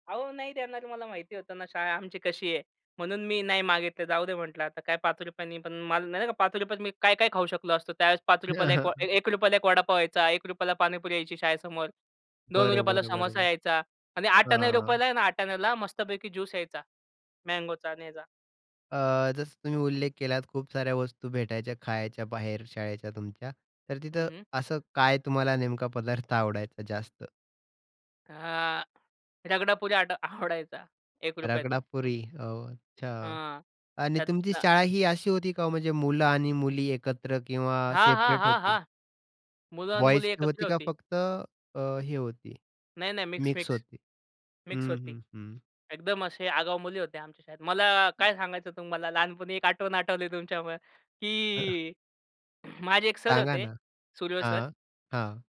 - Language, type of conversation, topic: Marathi, podcast, तुमच्या शालेय आठवणींबद्दल काही सांगाल का?
- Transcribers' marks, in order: tapping; in English: "बॉयीज"; throat clearing